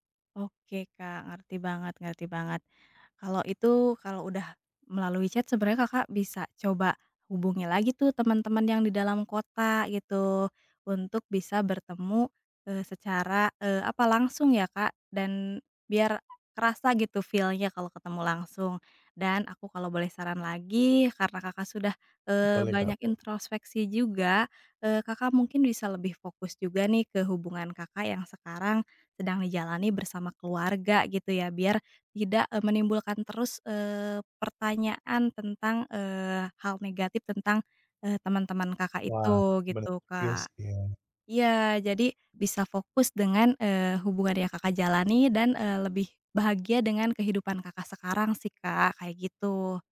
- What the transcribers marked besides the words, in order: in English: "chat"; in English: "feel-nya"; other background noise
- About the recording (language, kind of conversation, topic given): Indonesian, advice, Bagaimana perasaanmu saat merasa kehilangan jaringan sosial dan teman-teman lama?